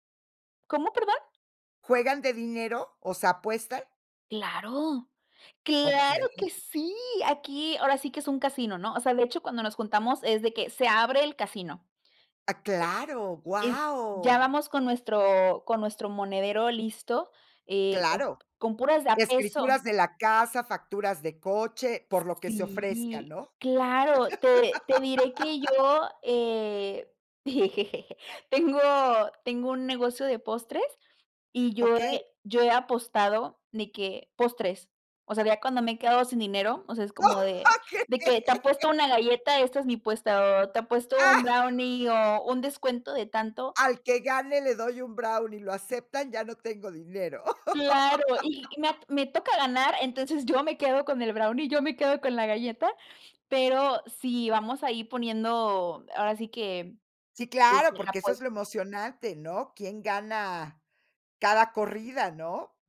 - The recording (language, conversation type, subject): Spanish, podcast, ¿Qué actividad conecta a varias generaciones en tu casa?
- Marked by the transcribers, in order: joyful: "¡claro que sí!"; chuckle; laugh; laughing while speaking: "¡Okey!"; laugh; tapping; laugh